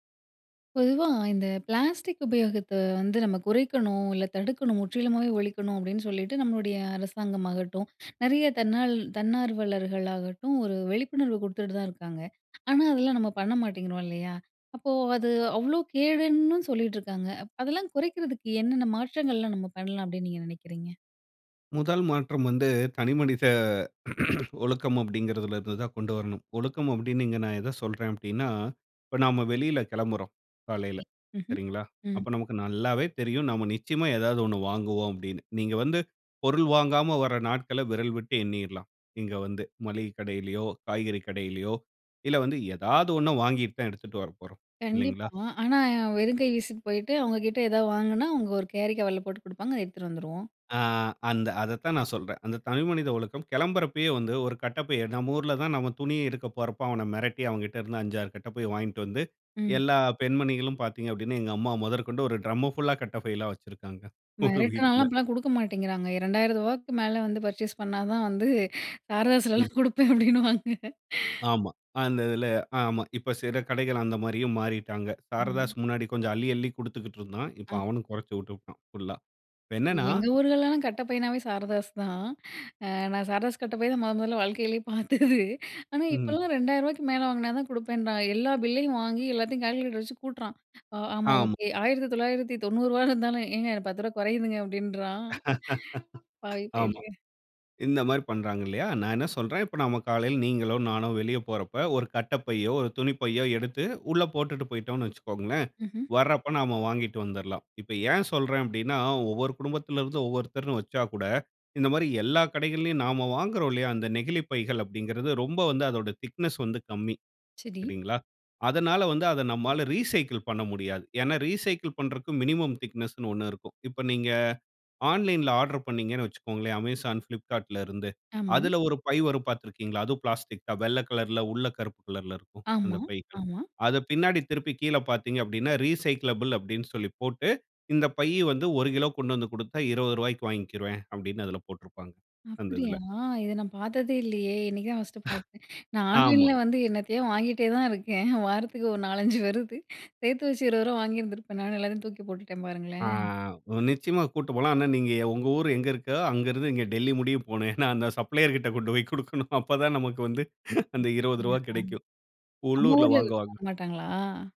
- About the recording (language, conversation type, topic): Tamil, podcast, பிளாஸ்டிக் பயன்படுத்துவதை குறைக்க தினமும் செய்யக்கூடிய எளிய மாற்றங்கள் என்னென்ன?
- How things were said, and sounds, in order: tapping; in English: "பிளாஸ்டிக்"; inhale; other noise; other background noise; grunt; in English: "கேரி கவர்ல"; laughing while speaking: "ஒரு வீட்டுல"; laughing while speaking: "பர்ச்சேஸ் பண்ணா தான் வந்து சாரதாஸ்லலாம் கொடுப்பேன், அப்படின்னுவாங்க"; in English: "பர்ச்சேஸ்"; inhale; inhale; laughing while speaking: "அ நான் சாரதாஸ் கட்ட பைய தான் மொத, மொதல்ல வாழ்க்கையிலயே பார்த்தது"; inhale; in English: "கால்குலேட்டர்"; inhale; chuckle; laugh; in English: "திக்னெஸ்"; in English: "ரீசைக்கிள்"; in English: "ரீசைக்கிள்"; in English: "மினிமம் திக்னெஸ்னு"; in English: "ஆன்லைன்‌ல ஆர்டர்"; in English: "ரீசைக்கிளபிள்"; inhale; in English: "ஆன்லைன்ல"; laughing while speaking: "வாங்கிகிட்டே தான் இருக்கேன். வாரத்துக்கு ஒரு … ரூபா வாங்கியிருந்திருப்பேன் நானு"; inhale; laughing while speaking: "அங்கிருந்து இங்க டெல்லி முடிய போனேன் … கிடைக்கும் உள்ளூர்ல வாங்குவாங்க"; in English: "சப்ளையர்"; gasp